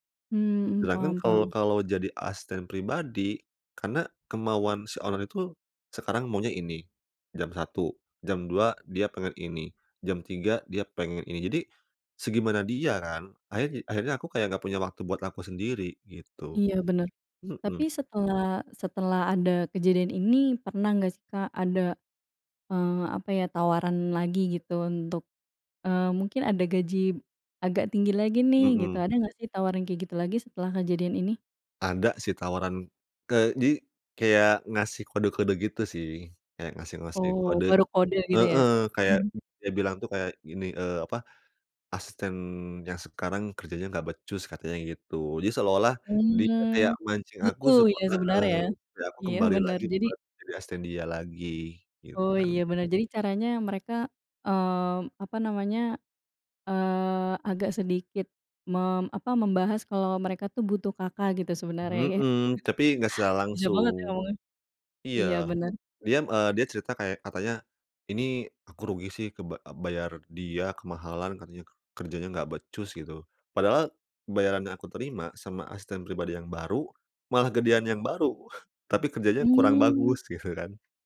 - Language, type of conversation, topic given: Indonesian, podcast, Bagaimana kamu memutuskan antara gaji tinggi dan pekerjaan yang kamu sukai?
- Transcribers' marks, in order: in English: "owner"; chuckle; chuckle